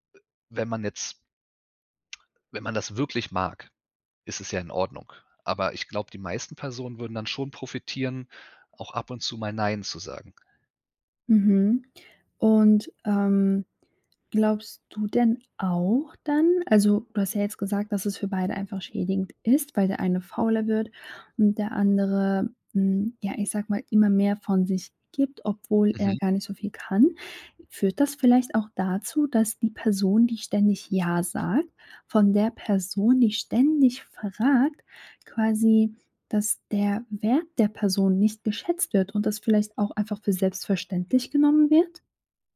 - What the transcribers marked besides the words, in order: none
- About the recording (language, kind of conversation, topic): German, podcast, Wie sagst du Nein, ohne die Stimmung zu zerstören?